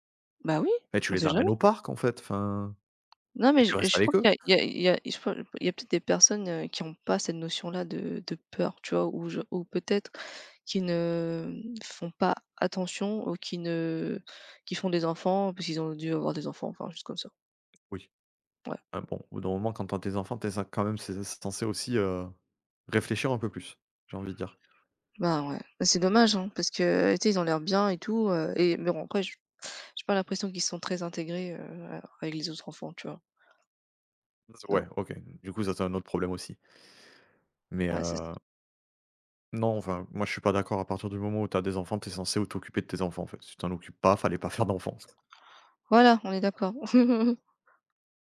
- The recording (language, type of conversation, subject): French, unstructured, Comment les réseaux sociaux influencent-ils vos interactions quotidiennes ?
- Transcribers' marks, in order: tapping; other background noise; drawn out: "ne"; laughing while speaking: "fallait pas faire d'enfant !"; chuckle; chuckle